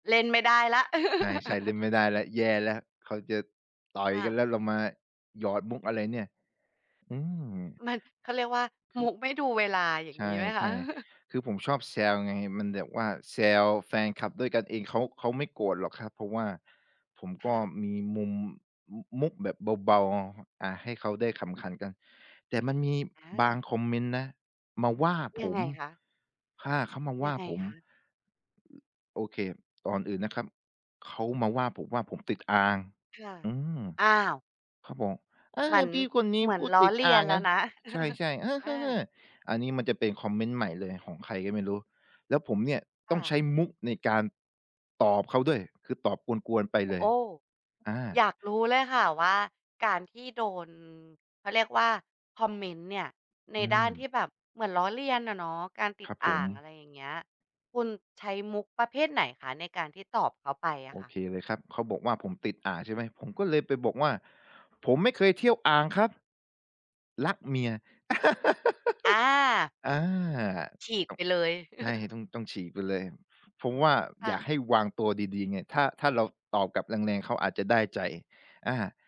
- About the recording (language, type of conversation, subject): Thai, podcast, คุณเคยใช้มุกตลกตอนทะเลาะเพื่อคลายบรรยากาศไหม แล้วได้ผลยังไง?
- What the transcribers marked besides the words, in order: laugh; other background noise; tapping; chuckle; chuckle; laugh; chuckle